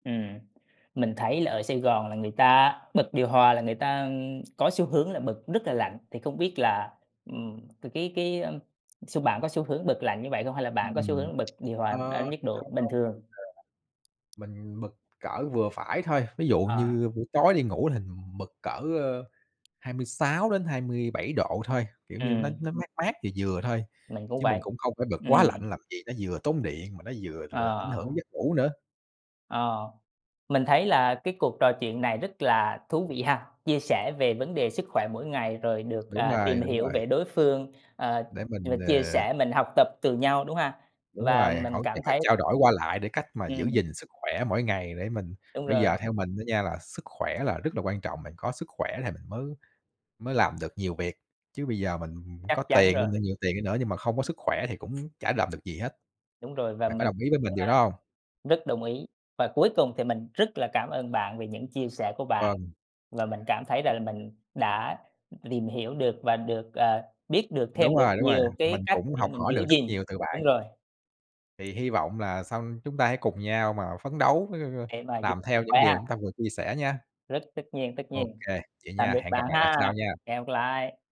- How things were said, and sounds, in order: tapping; other background noise; other noise; unintelligible speech
- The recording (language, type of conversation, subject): Vietnamese, unstructured, Bạn thường làm gì để giữ sức khỏe mỗi ngày?
- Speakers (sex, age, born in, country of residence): male, 25-29, Vietnam, Vietnam; male, 30-34, Vietnam, Vietnam